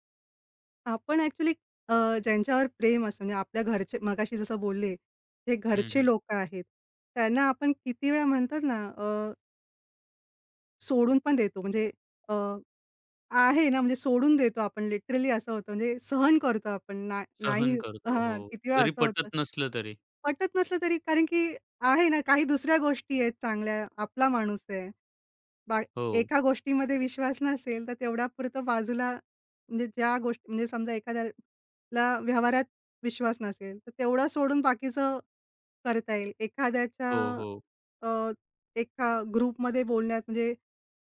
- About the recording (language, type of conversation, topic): Marathi, podcast, एकदा विश्वास गेला तर तो कसा परत मिळवता?
- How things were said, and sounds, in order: in English: "ॲक्चुअली"; in English: "लिटरली"; in English: "ग्रुपमध्ये"